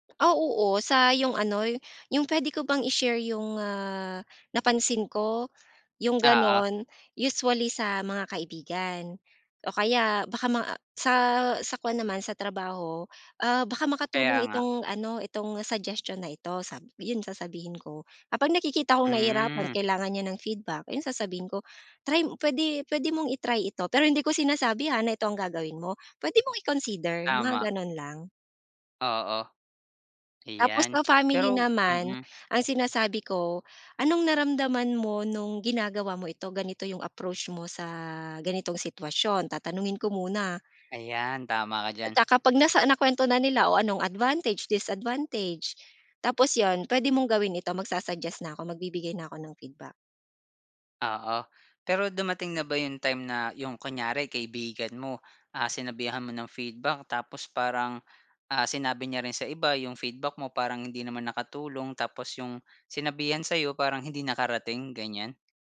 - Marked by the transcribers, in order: in English: "suggestion"; in English: "feedback"; tapping
- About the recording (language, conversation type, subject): Filipino, podcast, Paano ka nagbibigay ng puna nang hindi nasasaktan ang loob ng kausap?